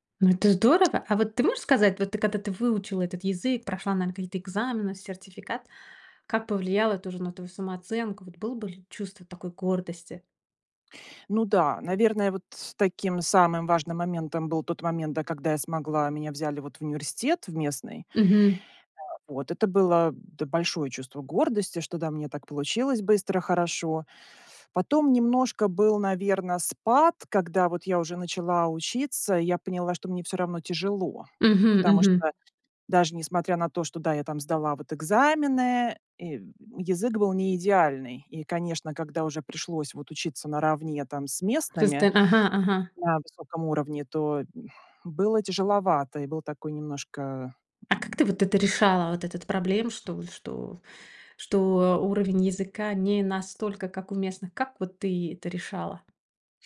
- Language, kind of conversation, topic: Russian, podcast, Как язык влияет на твоё самосознание?
- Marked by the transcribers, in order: other noise; background speech; sigh